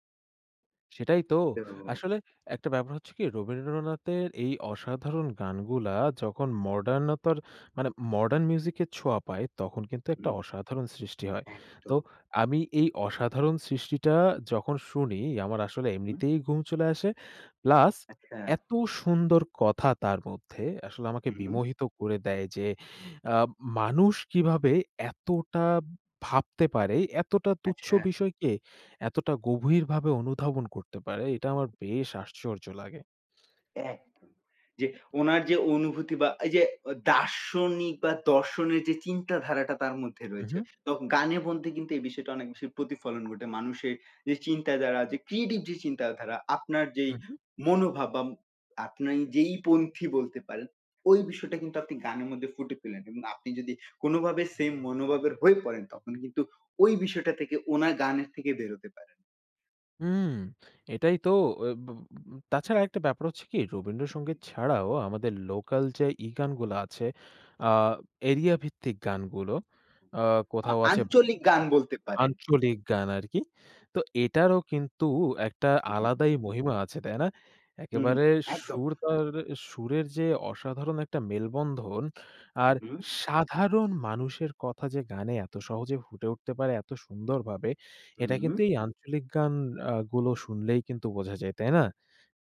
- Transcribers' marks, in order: unintelligible speech; tapping; other background noise; unintelligible speech
- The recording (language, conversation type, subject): Bengali, unstructured, সঙ্গীত আপনার জীবনে কী ধরনের প্রভাব ফেলেছে?